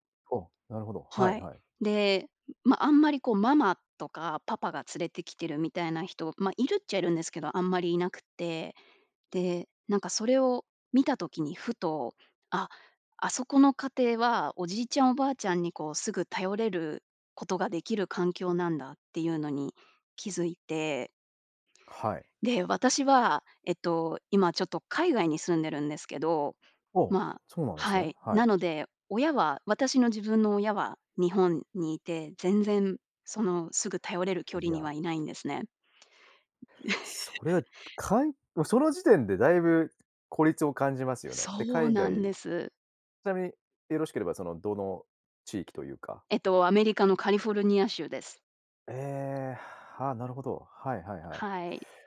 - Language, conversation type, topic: Japanese, podcast, 孤立を感じた経験はありますか？
- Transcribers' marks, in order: chuckle; other noise